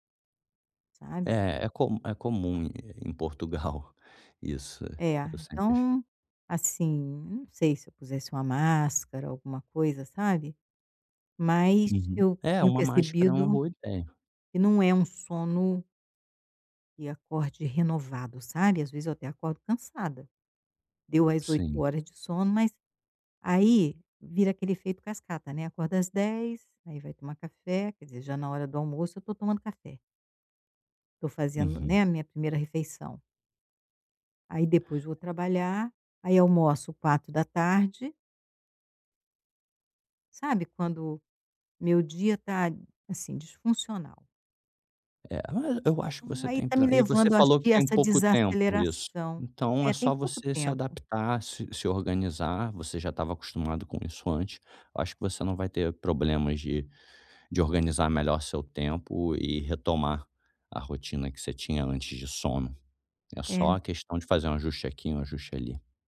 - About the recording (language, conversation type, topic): Portuguese, advice, Como posso criar uma rotina tranquila para desacelerar à noite antes de dormir?
- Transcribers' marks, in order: laughing while speaking: "Portugal"; tapping